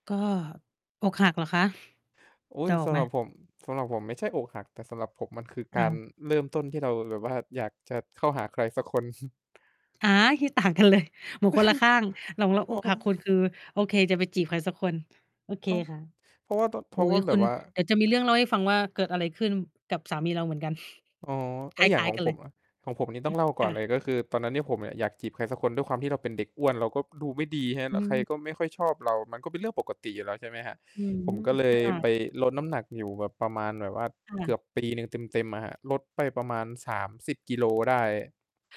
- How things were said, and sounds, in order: distorted speech; laughing while speaking: "แบบว่า"; chuckle; laughing while speaking: "กันเลย"; chuckle; static; chuckle
- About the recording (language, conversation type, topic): Thai, unstructured, การออกกำลังกายช่วยเปลี่ยนแปลงชีวิตของคุณอย่างไร?